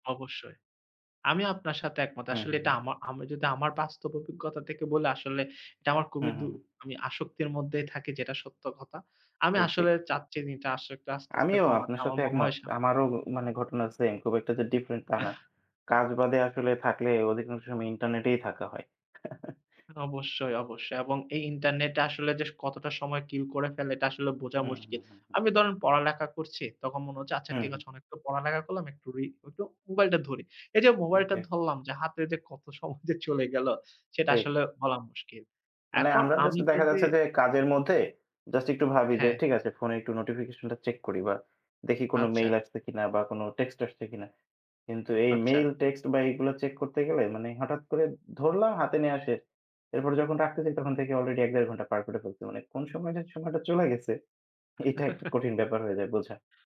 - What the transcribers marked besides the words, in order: "থেকে" said as "তেকে"; tapping; chuckle; laughing while speaking: "যে চলে গেল"; chuckle
- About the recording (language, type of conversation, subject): Bengali, unstructured, ইন্টারনেট ছাড়া আপনার একটি দিন কেমন কাটবে বলে মনে হয়?
- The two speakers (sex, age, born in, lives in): male, 25-29, Bangladesh, Bangladesh; male, 25-29, Bangladesh, Finland